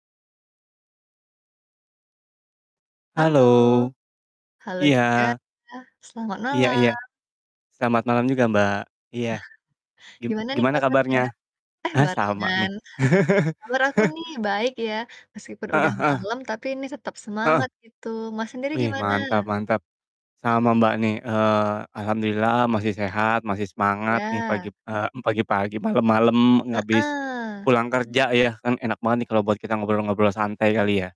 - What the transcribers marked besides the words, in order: distorted speech; chuckle; chuckle; laugh; "habis" said as "ngabis"
- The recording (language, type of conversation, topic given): Indonesian, unstructured, Bagaimana cara meyakinkan keluarga agar mau makan lebih sehat?